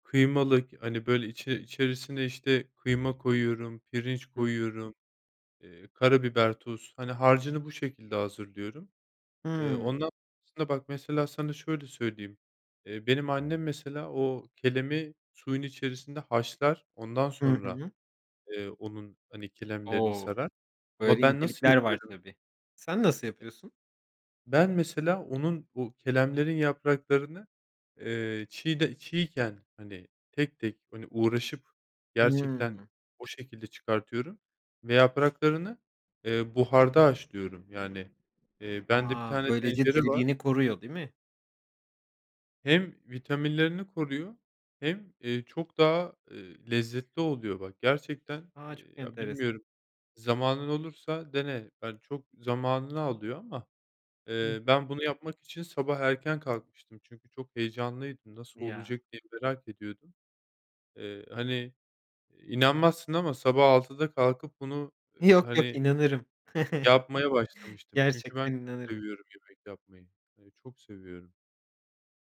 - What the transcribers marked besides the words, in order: other noise; chuckle
- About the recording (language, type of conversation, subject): Turkish, unstructured, Günlük hayatında küçük mutlulukları nasıl yakalarsın?